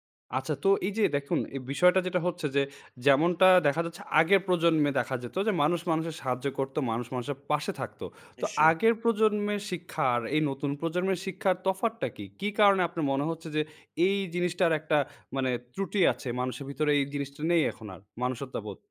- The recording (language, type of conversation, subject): Bengali, podcast, ভ্রমণের পথে আপনার দেখা কোনো মানুষের অনুপ্রেরণাদায়ক গল্প আছে কি?
- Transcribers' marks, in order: "মানুষত্ববোধ" said as "মানুষত্বাবোধ"